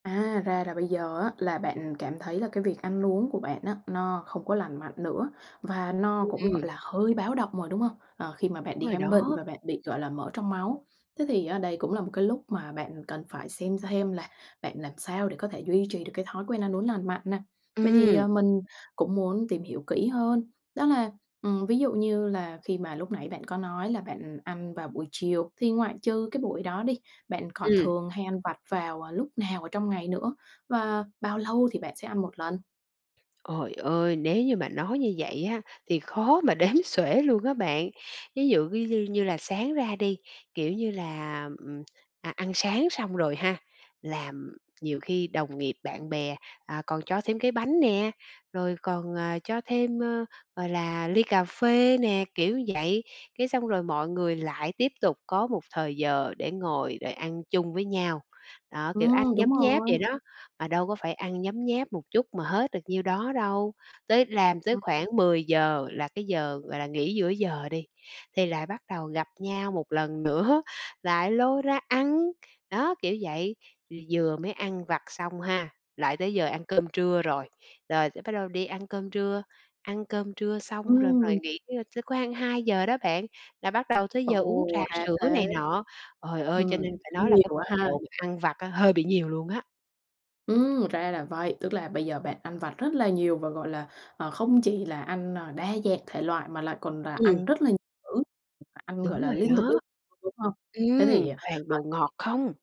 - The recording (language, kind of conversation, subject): Vietnamese, advice, Làm sao để duy trì ăn uống lành mạnh khi bạn hay ăn vặt?
- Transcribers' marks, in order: other background noise; laughing while speaking: "đếm"; tapping; laughing while speaking: "nữa"; unintelligible speech